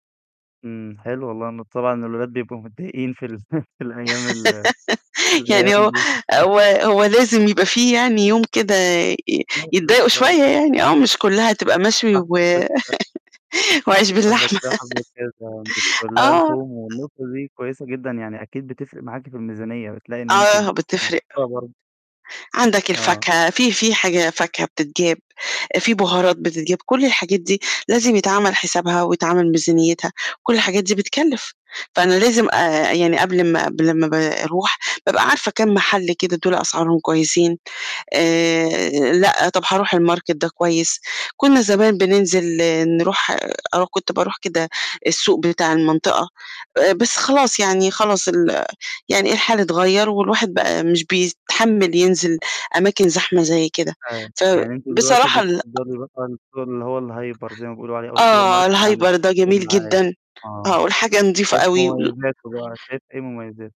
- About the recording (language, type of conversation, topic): Arabic, podcast, إزاي بتنظّم ميزانية الأكل بتاعتك على مدار الأسبوع؟
- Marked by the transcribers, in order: laugh; chuckle; unintelligible speech; distorted speech; laughing while speaking: "و وعيش باللحمة!"; laugh; unintelligible speech; in English: "الmarket"; other background noise; unintelligible speech; in English: "الhyper"; in English: "الhyper"; in English: "الsupermarket"; unintelligible speech